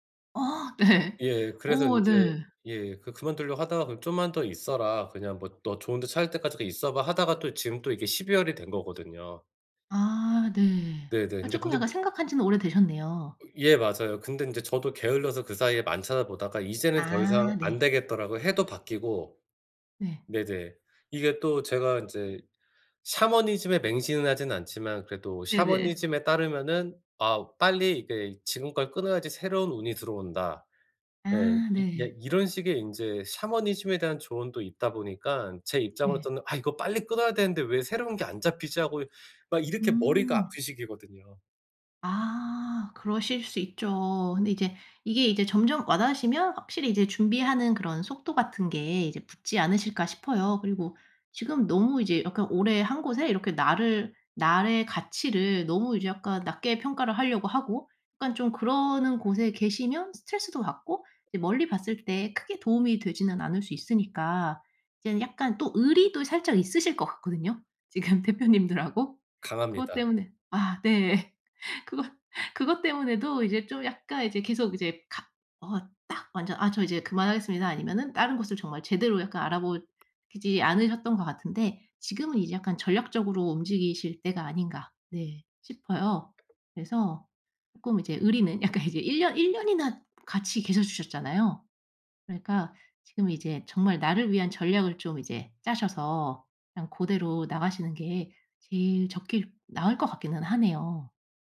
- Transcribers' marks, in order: laughing while speaking: "네"; tapping; "나의" said as "나래"; laughing while speaking: "지금 대표님들하고"; laughing while speaking: "네. 그것"; other background noise; laughing while speaking: "약간 이제"
- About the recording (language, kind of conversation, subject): Korean, advice, 언제 직업을 바꾸는 것이 적기인지 어떻게 판단해야 하나요?